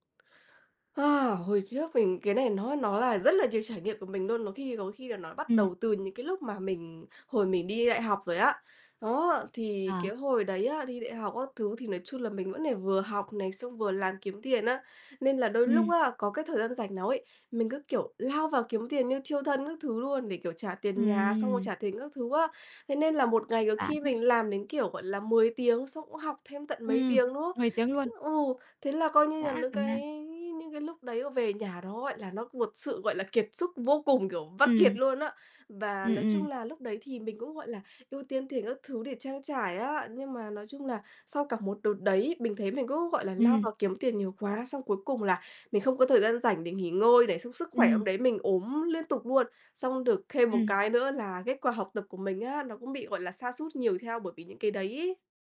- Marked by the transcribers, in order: tapping; unintelligible speech; unintelligible speech; "những" said as "lững"; other background noise
- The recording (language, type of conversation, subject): Vietnamese, podcast, Bạn ưu tiên tiền bạc hay thời gian rảnh hơn?